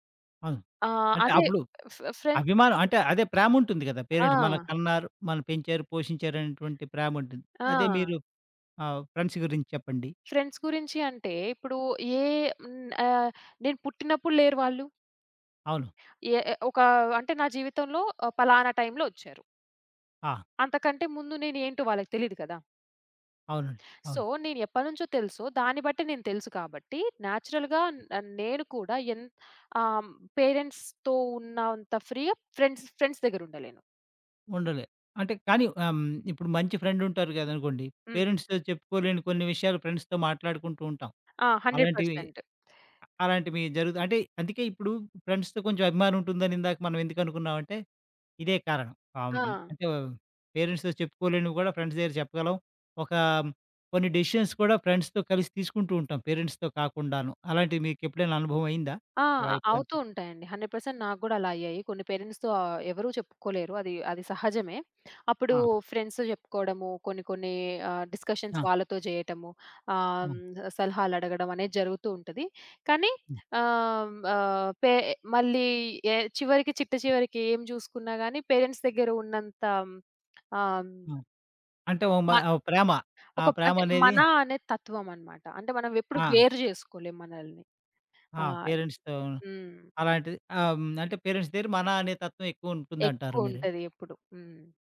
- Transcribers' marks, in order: in English: "ఫ్రె ఫ్రెండ్స్"; other background noise; in English: "పేరెంట్స్"; in English: "ఫ్రెండ్స్"; in English: "ఫ్రెండ్స్"; in English: "సో"; in English: "నేచురల్‌గా"; in English: "పేరెంట్స్‌తో"; in English: "ఫ్రీగా ఫ్రెండ్స్, ఫ్రెండ్స్"; in English: "పేరెంట్స్‌తో"; in English: "ఫ్రెండ్స్‌తో"; in English: "హండ్రెడ్ పర్సెంట్"; in English: "ఫ్రెండ్స్‌తో"; in English: "పేరెంట్స్‌తో"; in English: "ఫ్రెండ్స్"; in English: "డిసిషన్స్"; in English: "ఫ్రెండ్స్‌తో"; in English: "హండ్రెడ్ పర్సెంట్"; in English: "పేరెంట్స్‌తో"; in English: "ఫ్రెండ్స్‌తో"; in English: "డిస్కషన్స్"; in English: "పేరెంట్స్"; in English: "పేరెంట్స్"
- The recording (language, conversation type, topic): Telugu, podcast, ఒకే మాటను ఇద్దరు వేర్వేరు అర్థాల్లో తీసుకున్నప్పుడు మీరు ఎలా స్పందిస్తారు?